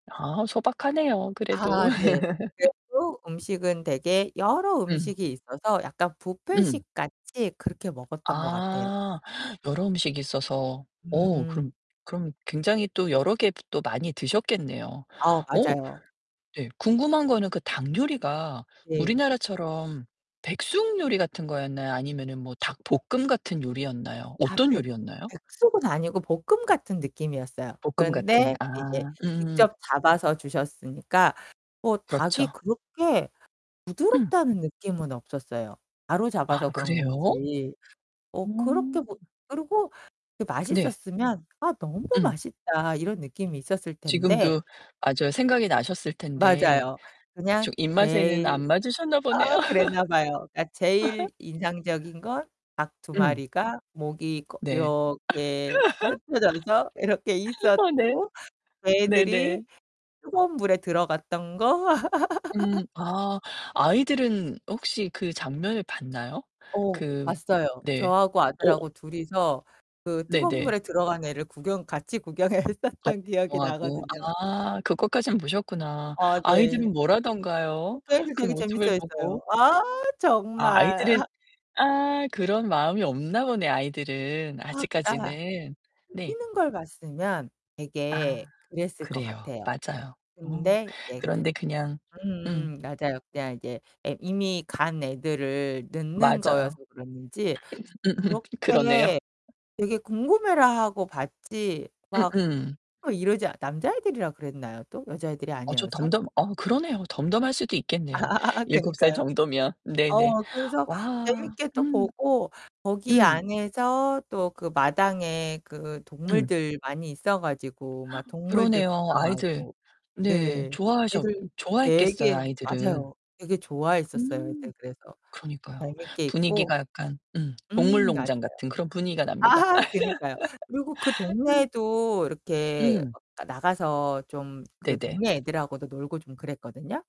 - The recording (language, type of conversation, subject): Korean, podcast, 현지 가정에 초대받아 방문했던 경험이 있다면, 그때 기분이 어땠나요?
- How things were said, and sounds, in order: other background noise; distorted speech; laugh; background speech; laugh; laugh; laugh; laughing while speaking: "구경을"; laugh; laughing while speaking: "음음"; laughing while speaking: "아"; laugh; gasp; laughing while speaking: "아"; laugh